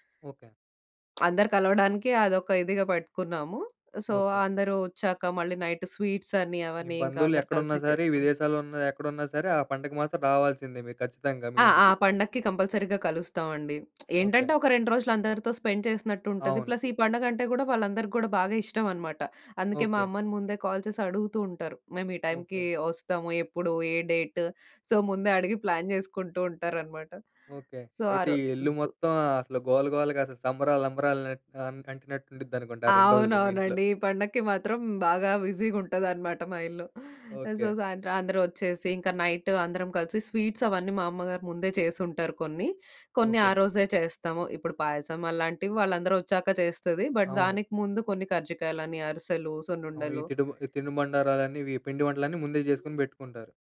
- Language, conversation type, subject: Telugu, podcast, ఎక్కడైనా పండుగలో పాల్గొన్నప్పుడు మీకు గుర్తుండిపోయిన జ్ఞాపకం ఏది?
- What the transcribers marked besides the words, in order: lip smack; in English: "సో"; in English: "కంపల్సరీగా"; lip smack; in English: "స్పెండ్"; in English: "ప్లస్"; in English: "కాల్"; in English: "సో"; in English: "ప్లాన్"; in English: "సో"; in English: "సో"; in English: "బట్"; other background noise